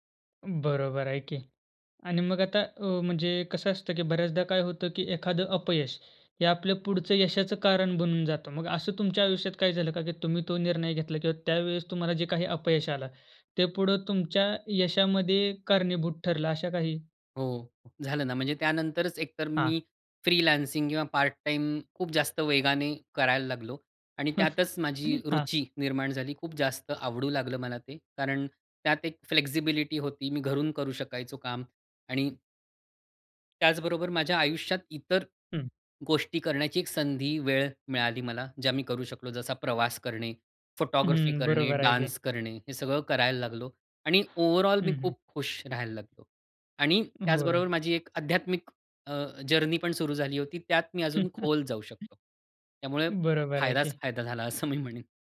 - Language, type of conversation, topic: Marathi, podcast, एखाद्या अपयशातून तुला काय शिकायला मिळालं?
- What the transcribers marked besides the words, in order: in English: "फ्रीलान्सिंग"; chuckle; in English: "फ्लेक्सिबिलिटी"; in English: "डान्स"; in English: "ओव्हरऑल"; other background noise; in English: "जर्नी"; chuckle; tapping; laughing while speaking: "असं मी म्हणेन"